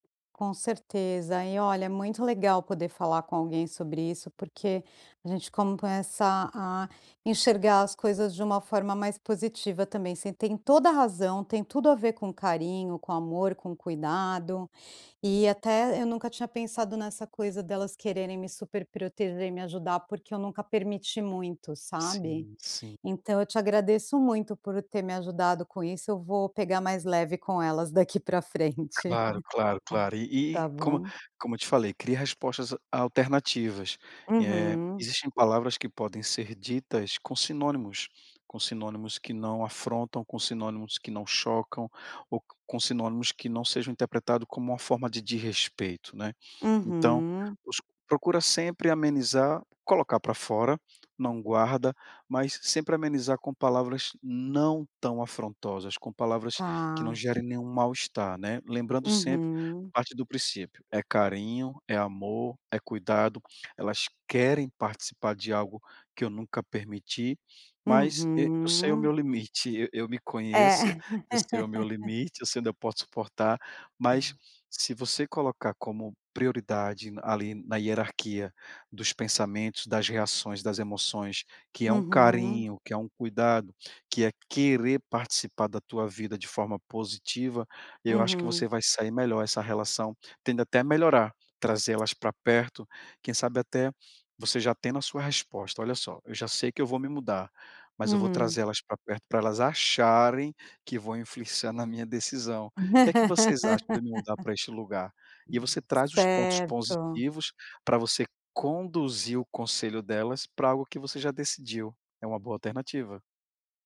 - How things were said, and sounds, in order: chuckle; tapping; laugh; laugh
- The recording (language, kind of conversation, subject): Portuguese, advice, Como posso parar de reagir automaticamente em discussões familiares?